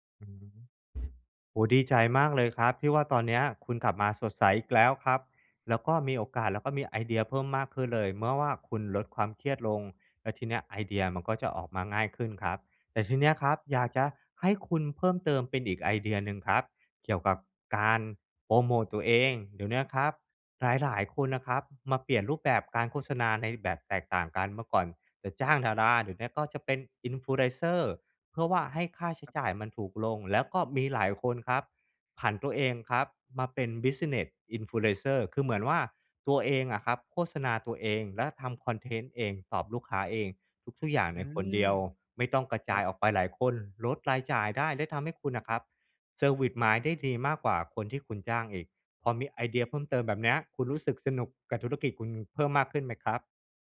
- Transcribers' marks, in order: tapping; "Influencer" said as "อินฟูไดเซอร์"; in English: "Business Infulaser"; "Influencer" said as "Infulaser"; in English: "service mind"
- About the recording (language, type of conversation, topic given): Thai, advice, จะจัดการกระแสเงินสดของธุรกิจให้มั่นคงได้อย่างไร?